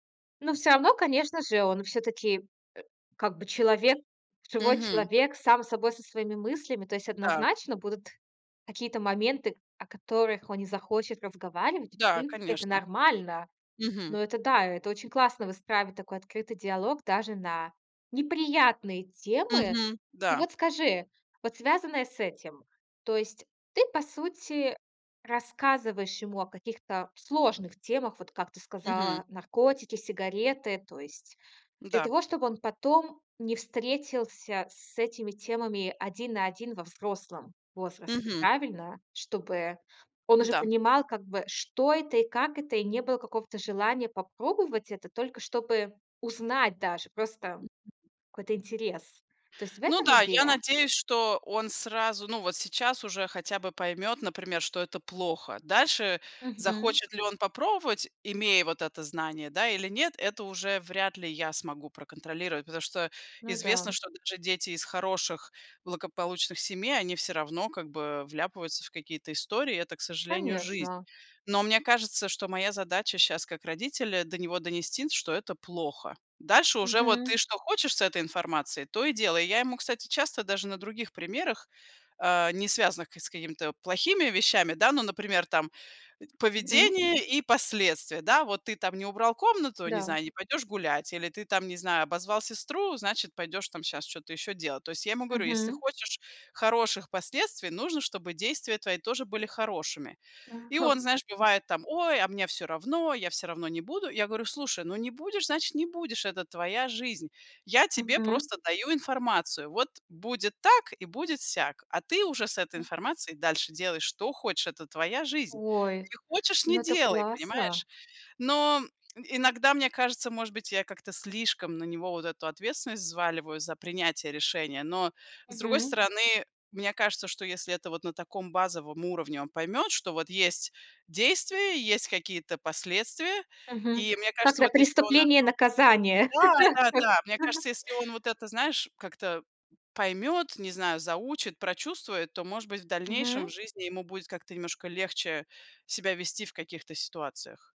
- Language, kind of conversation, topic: Russian, podcast, Как ты выстраиваешь доверие в разговоре?
- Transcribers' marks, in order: other background noise; unintelligible speech; other noise; laugh